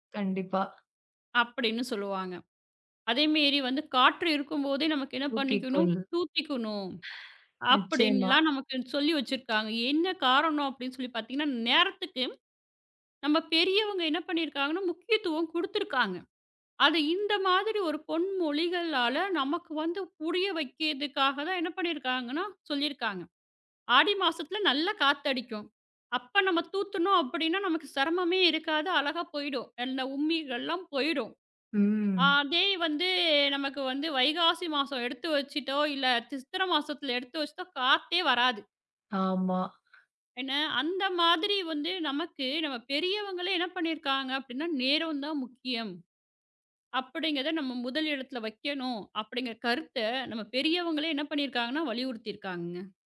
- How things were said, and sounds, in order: "தூத்திக்கொள்ளு" said as "தூக்கிக்கொள்ளு"; chuckle; "வைக்கிறதுக்காக" said as "வக்கதுக்காக"; other noise
- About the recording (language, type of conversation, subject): Tamil, podcast, பணம் அல்லது நேரம்—முதலில் எதற்கு முன்னுரிமை கொடுப்பீர்கள்?